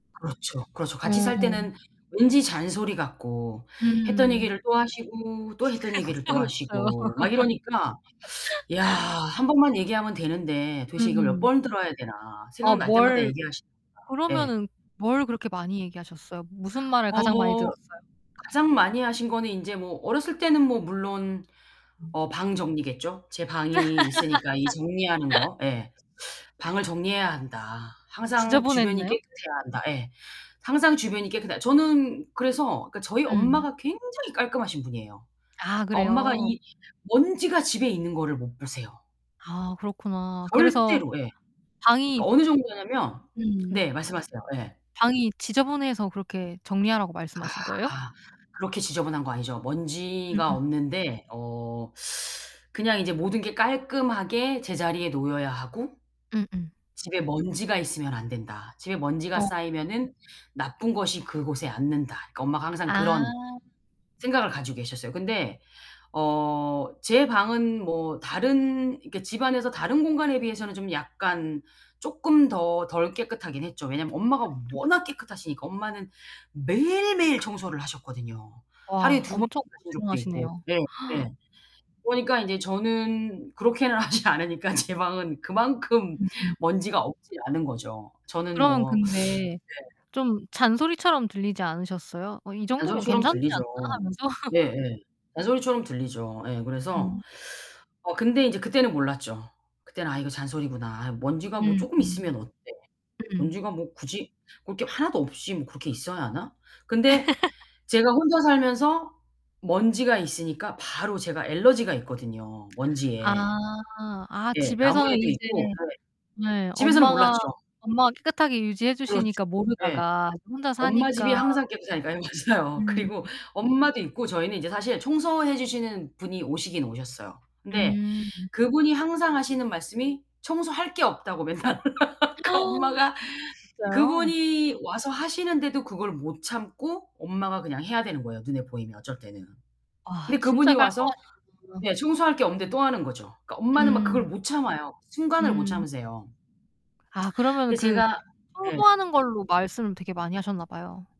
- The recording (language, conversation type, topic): Korean, podcast, 부모님께서 당신에게 가르쳐 주신 것은 무엇인가요?
- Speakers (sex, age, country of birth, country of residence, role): female, 30-34, South Korea, South Korea, host; female, 45-49, South Korea, United States, guest
- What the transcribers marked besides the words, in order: laughing while speaking: "그쵸, 그쵸"; laugh; distorted speech; tapping; other background noise; laugh; laugh; gasp; laughing while speaking: "그렇게는 하지 않으니까 제 방은 그만큼 먼지가 없지 않은 거죠"; laugh; laugh; laughing while speaking: "네 맞아요. 그리고"; gasp; laugh